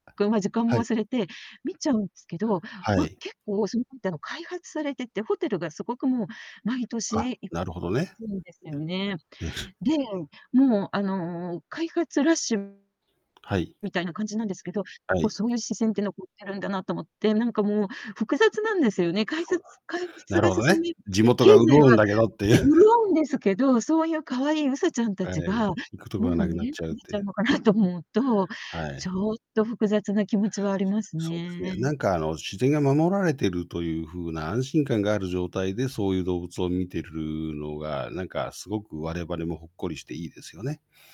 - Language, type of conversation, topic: Japanese, unstructured, 自然の中での思い出で、いちばん印象に残っていることは何ですか？
- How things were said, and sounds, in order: distorted speech; unintelligible speech; other background noise; laughing while speaking: "っていう"; chuckle; unintelligible speech